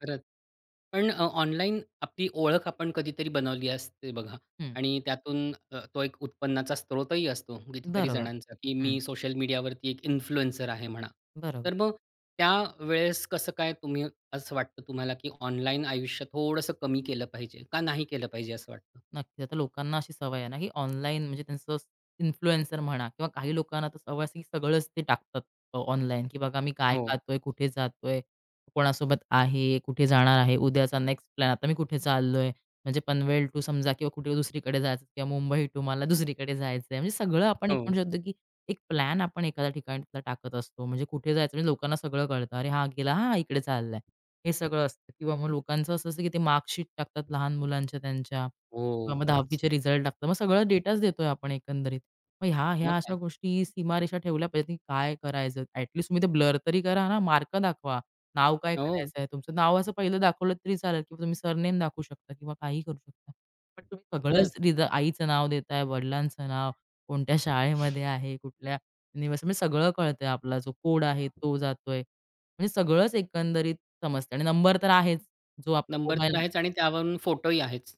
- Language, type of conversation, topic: Marathi, podcast, ऑनलाइन आणि प्रत्यक्ष आयुष्यातील सीमारेषा ठरवाव्यात का, आणि त्या का व कशा ठरवाव्यात?
- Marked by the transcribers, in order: in English: "इन्फ्लुएन्सर"; other background noise; in English: "इन्फ्लुएन्सर"; laughing while speaking: "दुसरीकडे"; tapping